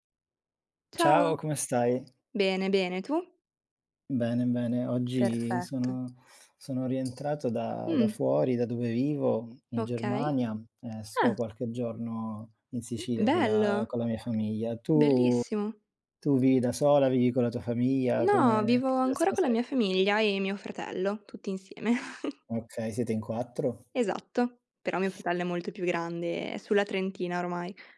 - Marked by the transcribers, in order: tapping; other background noise; background speech; other noise; unintelligible speech; chuckle; teeth sucking
- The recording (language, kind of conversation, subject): Italian, unstructured, Come descriveresti una giornata perfetta trascorsa con la tua famiglia?